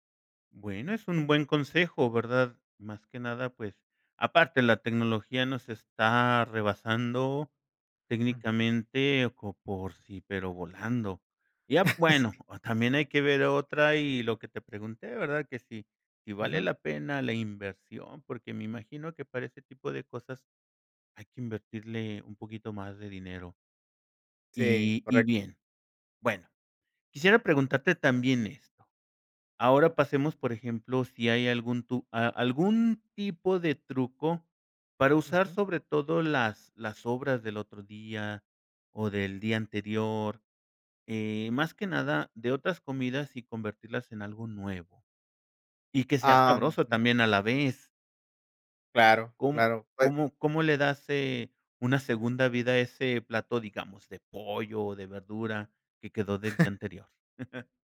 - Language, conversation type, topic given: Spanish, podcast, ¿Cómo cocinas cuando tienes poco tiempo y poco dinero?
- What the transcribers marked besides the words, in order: chuckle; chuckle